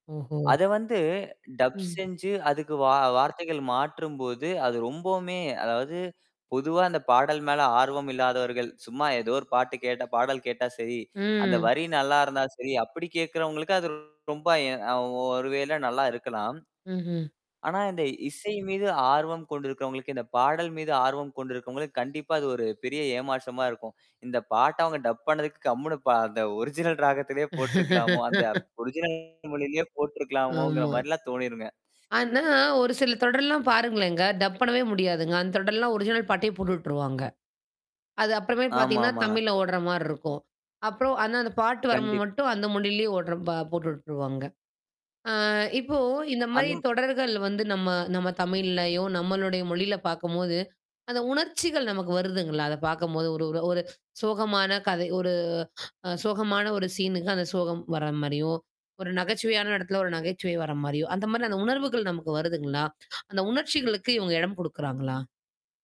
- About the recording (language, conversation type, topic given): Tamil, podcast, வெளிநாட்டு தொடர்கள் தமிழில் டப் செய்யப்படும்போது அதில் என்னென்ன மாற்றங்கள் ஏற்படுகின்றன?
- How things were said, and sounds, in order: in English: "டப்"; drawn out: "ம்"; distorted speech; laugh; other noise; in English: "டப்"; in English: "ஒரிஜினல்"; tapping